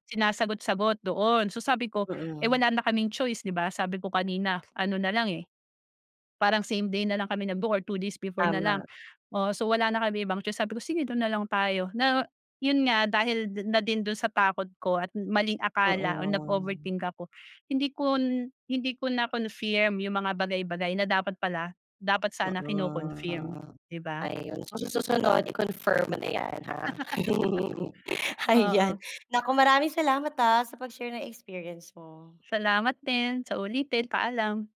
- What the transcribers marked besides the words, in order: other background noise; drawn out: "Mm"; laugh
- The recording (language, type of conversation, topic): Filipino, podcast, May nakakatawang aberya ka ba habang naglalakbay, at maaari mo ba itong ikuwento?